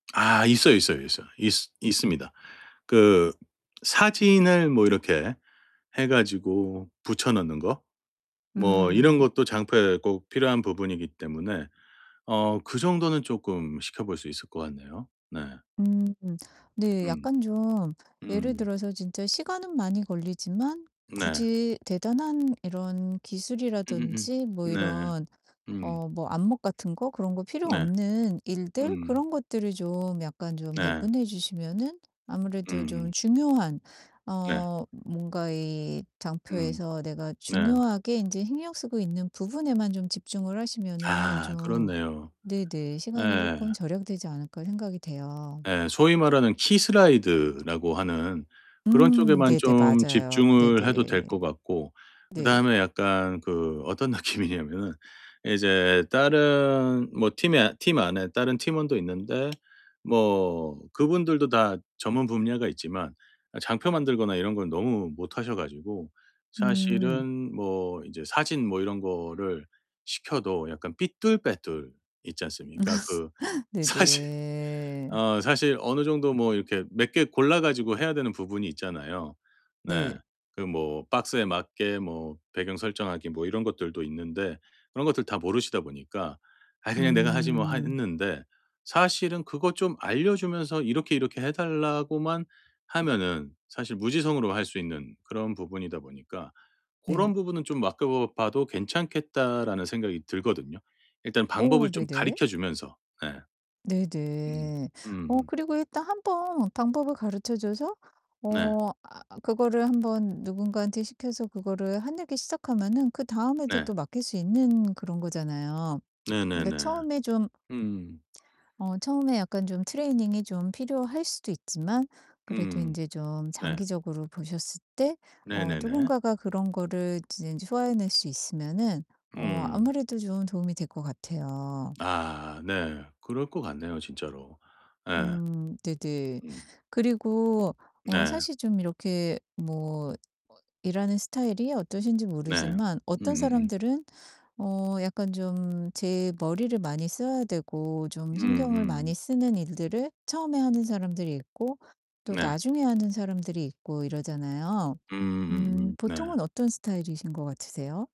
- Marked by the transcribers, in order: other background noise; distorted speech; laughing while speaking: "어떤 느낌이냐면은"; tapping; laughing while speaking: "사진"; laugh
- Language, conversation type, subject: Korean, advice, 시간이 부족할 때 어떤 작업을 먼저 해야 할까요?